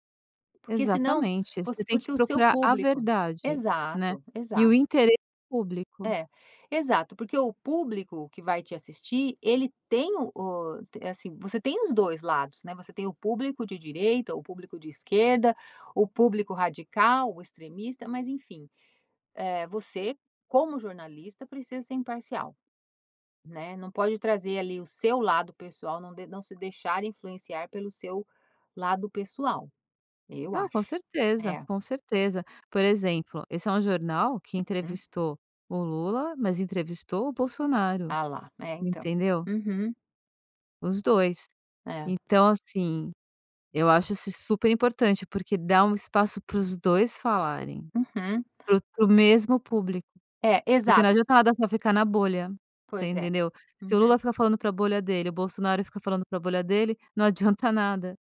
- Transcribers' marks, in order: tapping
- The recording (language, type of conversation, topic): Portuguese, podcast, Como seguir um ícone sem perder sua identidade?